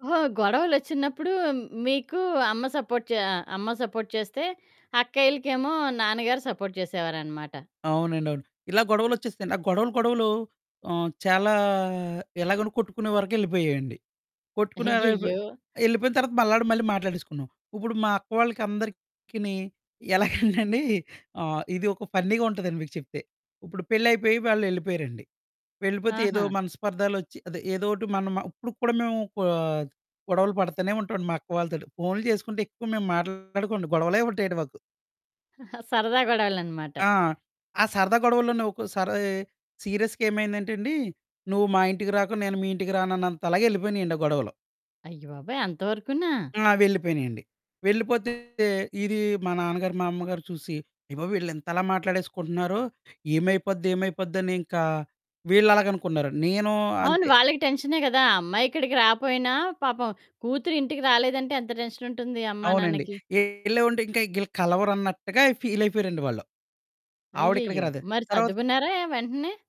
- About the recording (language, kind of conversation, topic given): Telugu, podcast, గొడవల తర్వాత మళ్లీ నమ్మకాన్ని ఎలా తిరిగి సాధించుకోవాలి?
- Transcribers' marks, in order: in English: "సపోర్ట్"; in English: "సపోర్ట్"; in English: "సపోర్ట్"; laughing while speaking: "అయ్యయ్యో!"; laughing while speaking: "ఎలాగంటండీ"; distorted speech; giggle; in English: "సీరియస్‌గ"